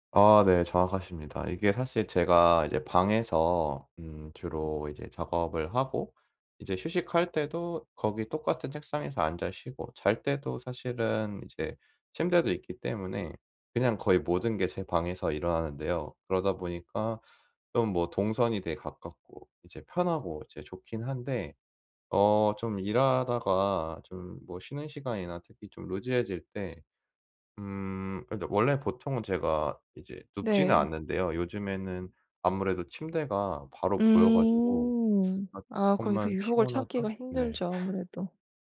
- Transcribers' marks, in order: in English: "루즈해질"; laugh
- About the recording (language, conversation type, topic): Korean, advice, 집에서 어떻게 하면 더 편안하게 쉬고 제대로 휴식할 수 있을까요?